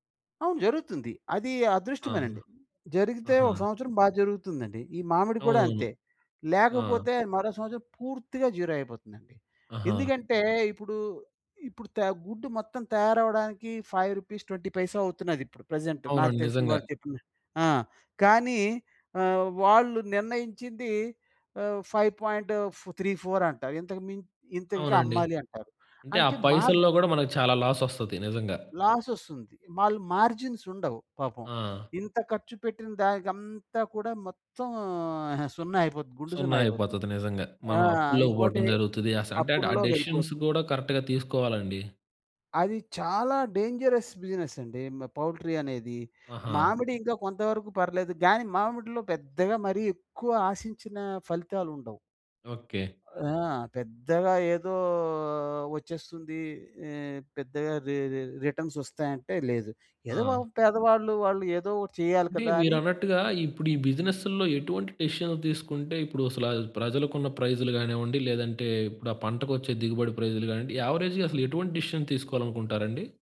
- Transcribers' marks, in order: in English: "జీరో"; in English: "ఫైవ్ రూపీస్ ట్వెంటీ పైసా"; in English: "ప్రెజెంట్"; in English: "ఫైవ్ పాయింట్ త్రీ ఫౌర్"; in English: "లాస్"; in English: "లాస్"; in English: "మార్జిన్స్"; in English: "డిసిషన్స్"; in English: "కరెక్ట్‌గా"; in English: "డేంజరస్ బిజినెస్"; in English: "పౌల్ట్రీ"; in English: "డిసిషన్"; in English: "యావరేజ్‌గా"; in English: "డిసిషన్"
- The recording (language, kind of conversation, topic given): Telugu, podcast, ఒంటరిగా పని చేసినప్పుడు మీ సృజనాత్మకత ఎలా మారుతుంది?